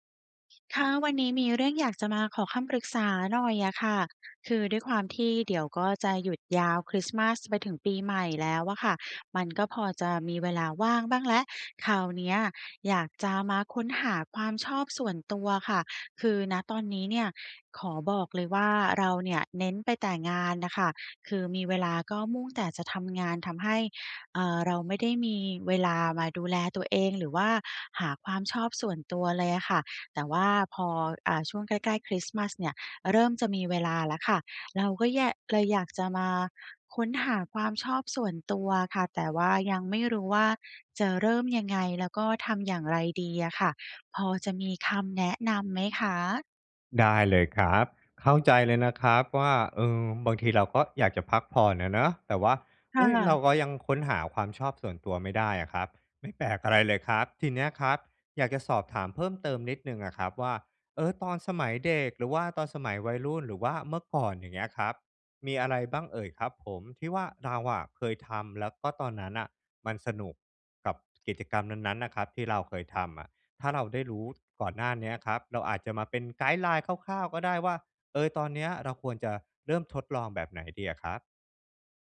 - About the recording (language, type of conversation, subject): Thai, advice, ฉันจะเริ่มค้นหาความชอบส่วนตัวของตัวเองได้อย่างไร?
- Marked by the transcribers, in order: none